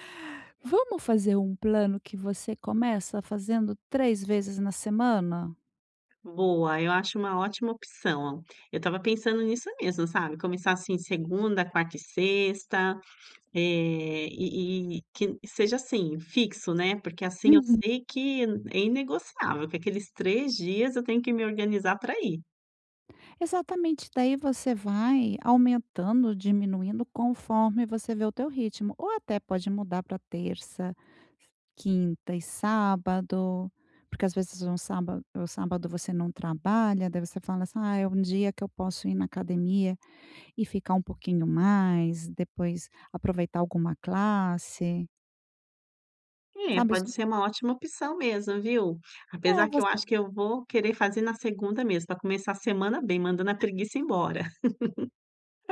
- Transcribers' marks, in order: tapping; laugh
- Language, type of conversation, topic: Portuguese, advice, Como posso estabelecer hábitos para manter a consistência e ter energia ao longo do dia?